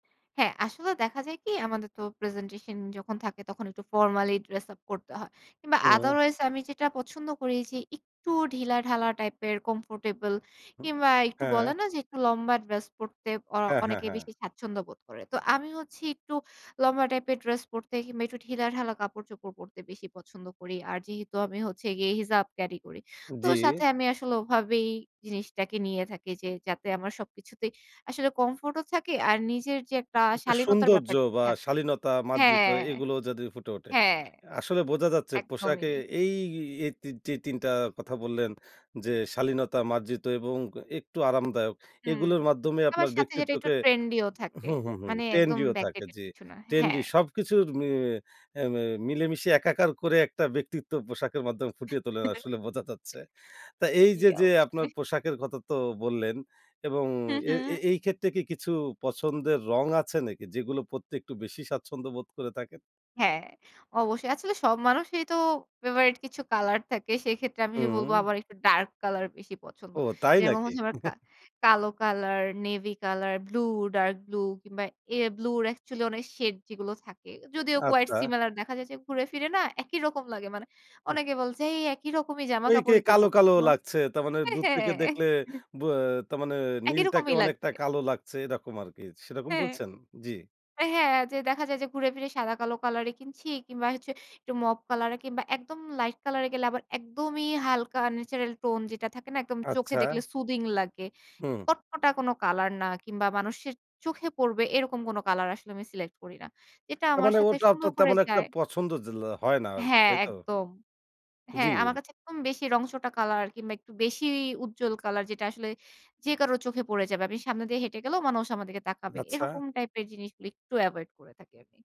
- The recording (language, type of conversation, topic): Bengali, podcast, আপনি কীভাবে আপনার পোশাকের মাধ্যমে নিজের ব্যক্তিত্বকে ফুটিয়ে তোলেন?
- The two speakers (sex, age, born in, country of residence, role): female, 25-29, Bangladesh, Bangladesh, guest; male, 25-29, Bangladesh, Bangladesh, host
- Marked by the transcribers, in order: other background noise; tapping; chuckle; laughing while speaking: "আসলে বোঝা যাচ্ছে"; "পড়তে" said as "পত্তে"; chuckle; in English: "quite similar"; unintelligible speech; chuckle; "সুথিং" said as "সুদিং"; unintelligible speech